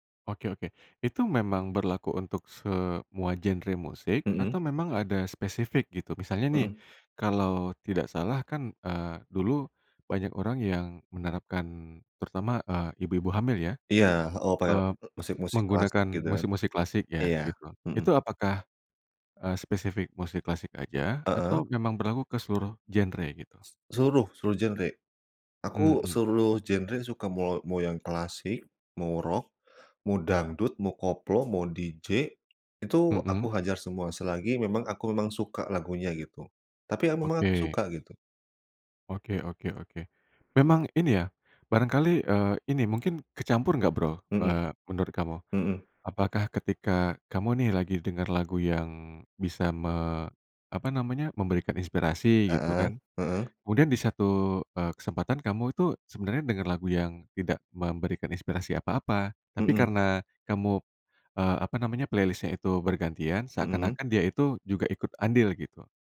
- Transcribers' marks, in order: tapping; "seluruh" said as "seruluh"; in English: "DJ"; other background noise; in English: "playlist-nya"
- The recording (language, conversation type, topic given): Indonesian, podcast, Apa kebiasaan sehari-hari yang membantu kreativitas Anda?